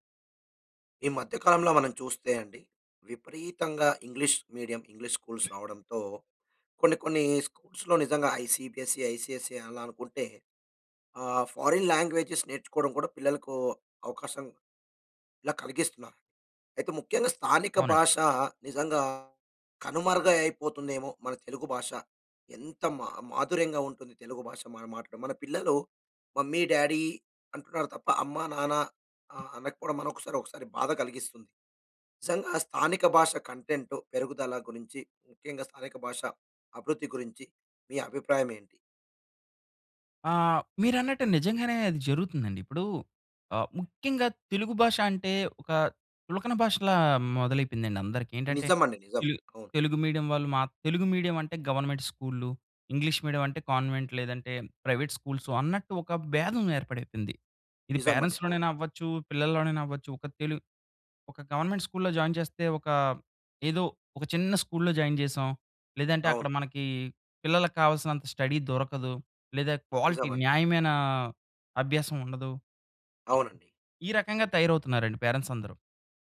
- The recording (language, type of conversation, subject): Telugu, podcast, స్థానిక భాషా కంటెంట్ పెరుగుదలపై మీ అభిప్రాయం ఏమిటి?
- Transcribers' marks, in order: in English: "ఇంగ్లీష్ మీడియం, ఇంగ్లీష్ స్కూల్స్"; cough; in English: "ఐసీబీఎస్సీ ఐసీఎస్సీ"; in English: "ఫారిన్ లాంగ్వేజ‌స్"; in English: "మమ్మీ-డ్యాడీ"; other background noise; in English: "కంటెంట్"; in English: "గవర్నమెంట్ స్కూళ్ళు, ఇంగ్లీష్ మీడియం"; in English: "కన్వెంట్"; in English: "ప్రైవేట్ స్కూల్స్"; in English: "గవర్నమెంట్ స్కూల్‌లో జాయిన్"; in English: "జాయిన్"; in English: "స్టడీ"; in English: "క్వాలిటీ"; sneeze; in English: "పేరెంట్స్"